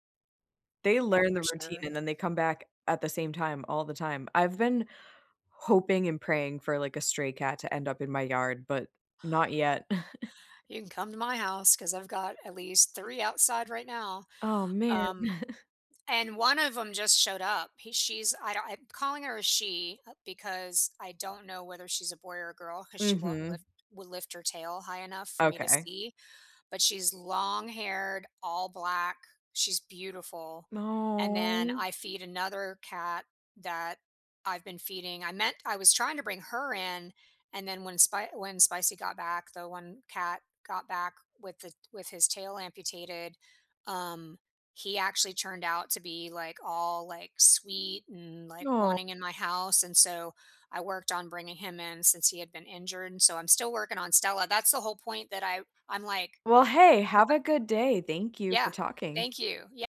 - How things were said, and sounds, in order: tapping; chuckle; chuckle; drawn out: "No"
- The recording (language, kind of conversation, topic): English, unstructured, Which small morning rituals help you feel better—calmer, happier, or more energized—and what’s the story behind them?